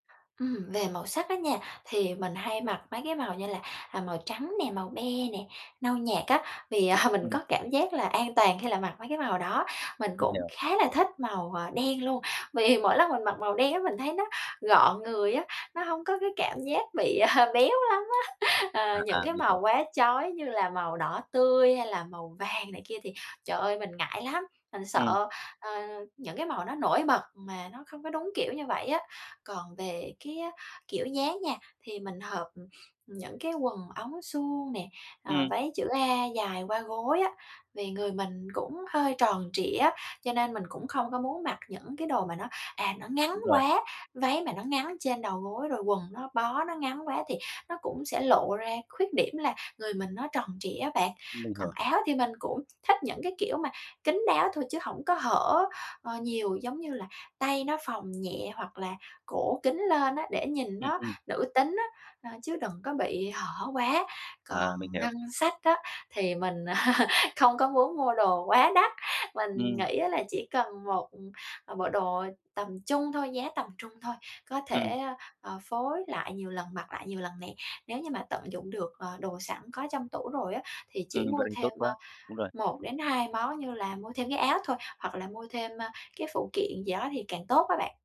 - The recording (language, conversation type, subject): Vietnamese, advice, Bạn có thể giúp mình chọn trang phục phù hợp cho sự kiện sắp tới được không?
- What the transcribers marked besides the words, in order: tapping; laughing while speaking: "à"; laughing while speaking: "Vì"; other background noise; laughing while speaking: "à"; laughing while speaking: "Ờ"; chuckle